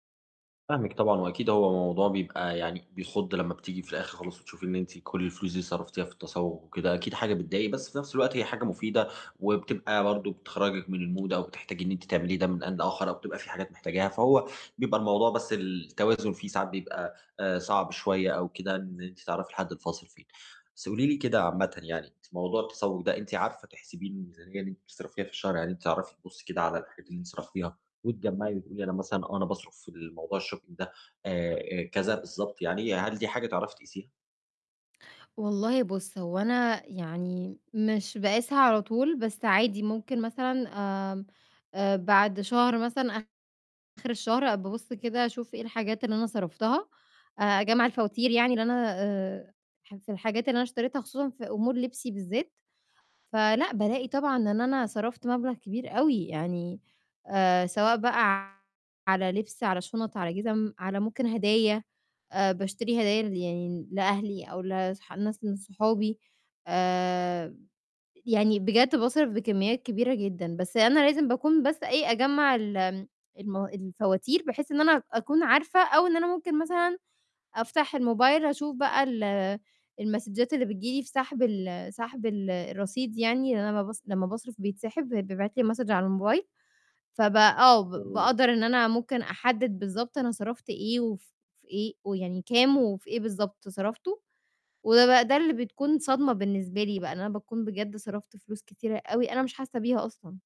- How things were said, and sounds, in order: in English: "الMood"; in English: "الShopping"; distorted speech; unintelligible speech; in English: "المسدچات"; in English: "الMessage"
- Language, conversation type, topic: Arabic, advice, إزاي أقدر أتسوق بذكاء من غير ما أهدر فلوس كتير؟